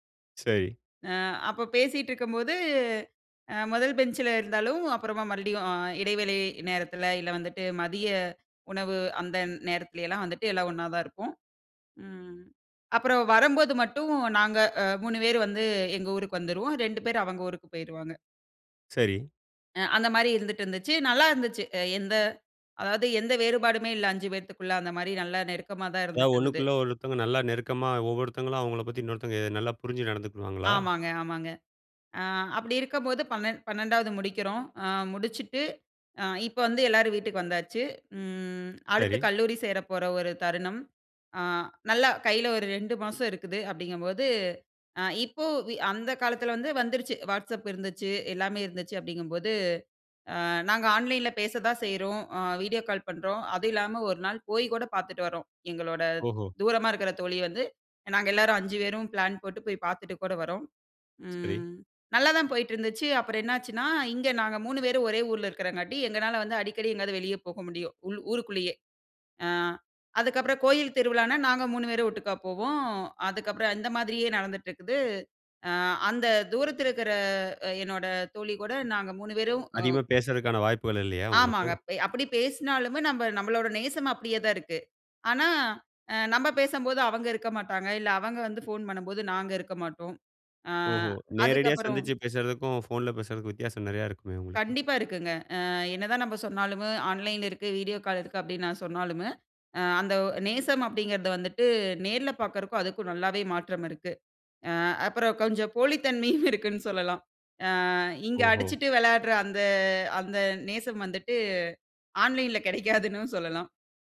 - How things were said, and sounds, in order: anticipating: "அதாவது ஒண்ணுக்குள்ள ஒருத்தவுங்க, நல்லா நெருக்கமா ஒவ்வொருத்தங்களும் அவங்கள பத்தி இன்னொருத்தங்க நல்லா புரிஞ்சு நடந்துக்குடுவாங்களா?"; drawn out: "ம்"; other background noise; horn; other noise; "பாக்குறதுக்கும்" said as "பாக்கறக்கும்"; laughing while speaking: "தன்மையும் இருக்குன்னு சொல்லலாம்"; laughing while speaking: "கிடைக்காதுன்னும் சொல்லலாம்"
- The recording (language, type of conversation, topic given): Tamil, podcast, நேசத்தை நேரில் காட்டுவது, இணையத்தில் காட்டுவதிலிருந்து எப்படி வேறுபடுகிறது?